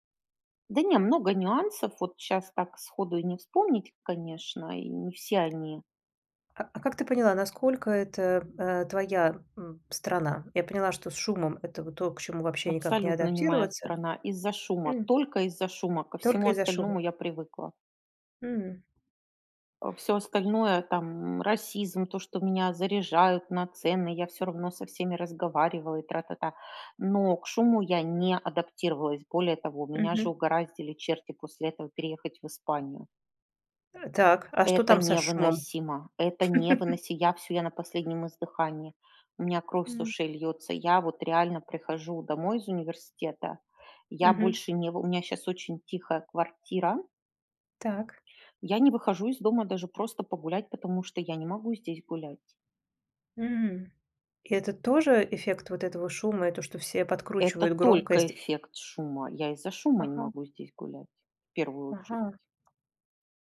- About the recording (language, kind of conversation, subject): Russian, podcast, Как ты привыкал к новой культуре?
- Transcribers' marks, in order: tapping; other background noise; laugh